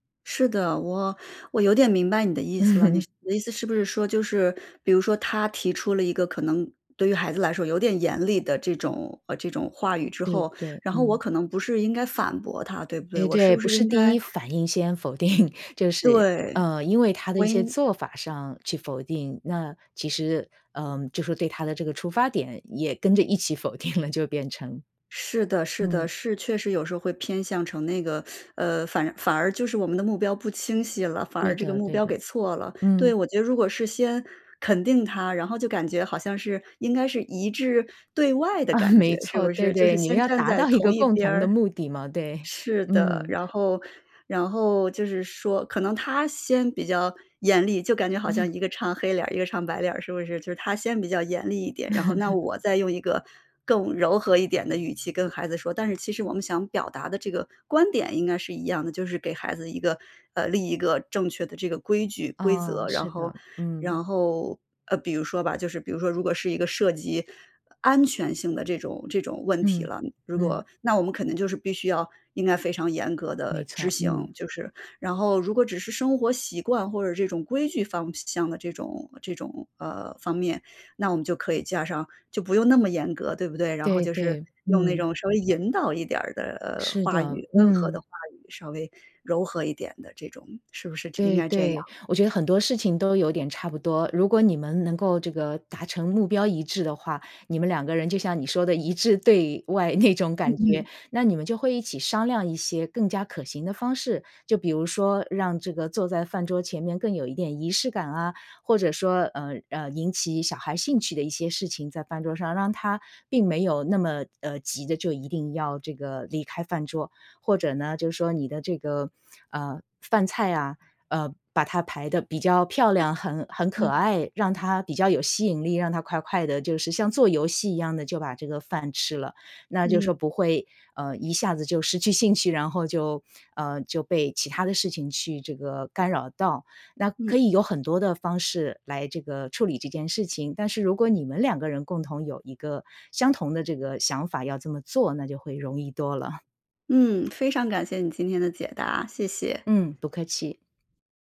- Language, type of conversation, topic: Chinese, advice, 如何在育儿观念分歧中与配偶开始磨合并达成共识？
- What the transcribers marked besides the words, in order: laugh; tapping; other background noise; laughing while speaking: "定"; laughing while speaking: "否定了"; teeth sucking; laughing while speaking: "啊，没错"; laughing while speaking: "一个"; chuckle; laugh; laughing while speaking: "一致对外那种感觉"